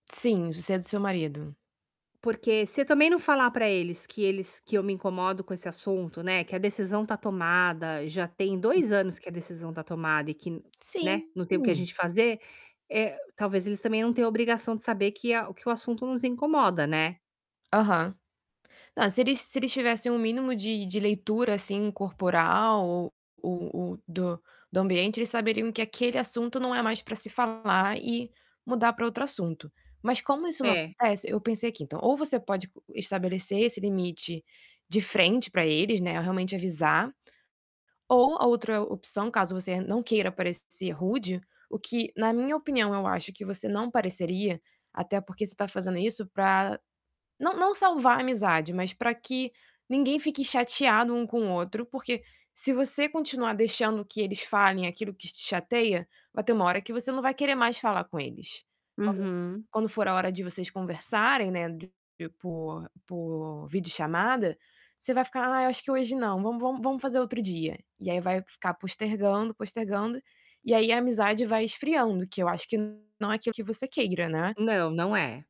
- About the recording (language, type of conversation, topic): Portuguese, advice, Como posso lidar com críticas e feedback negativo de um amigo sem estragar a amizade?
- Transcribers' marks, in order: distorted speech; drawn out: "Sim"; tapping